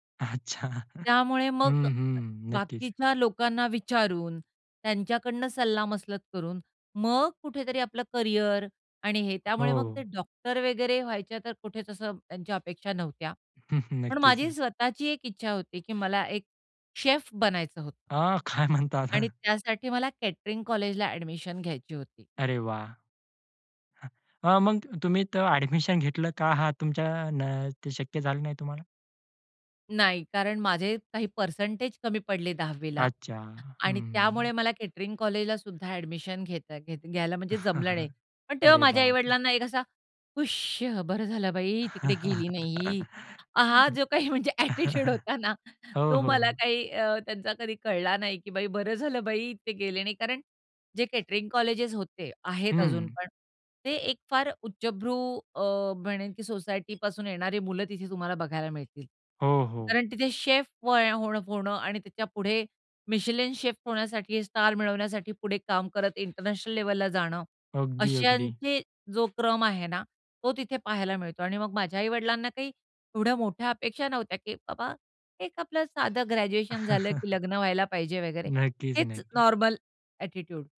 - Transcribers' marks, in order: laughing while speaking: "अच्छा"; chuckle; other noise; tapping; chuckle; other background noise; laughing while speaking: "काय म्हणतात?"; chuckle; put-on voice: "हुश! बरं झालं, बाई तिकडे गेली नाही"; chuckle; laughing while speaking: "हां, जो काही म्हणजे अ‍ॅटिट्यूड होता ना"; in English: "अ‍ॅटिट्यूड"; unintelligible speech; in English: "इंटरनॅशनल"; chuckle; in English: "अ‍ॅटिट्यूड"
- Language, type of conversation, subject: Marathi, podcast, करिअरविषयी कुटुंबाच्या अपेक्षा तुम्हाला कशा वाटतात?